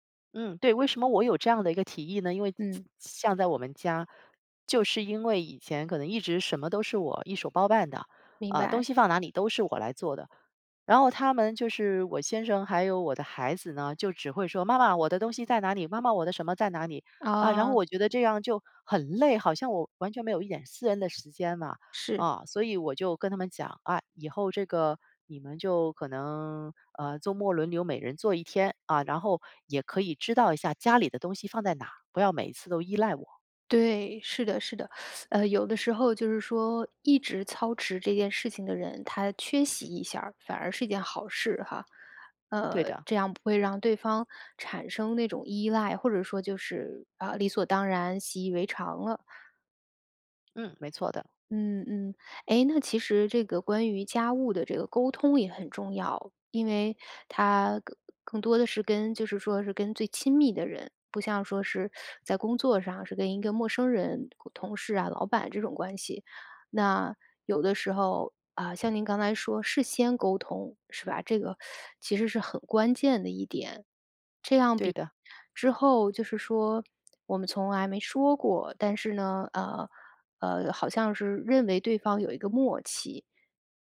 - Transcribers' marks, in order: teeth sucking
- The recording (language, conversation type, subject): Chinese, podcast, 如何更好地沟通家务分配？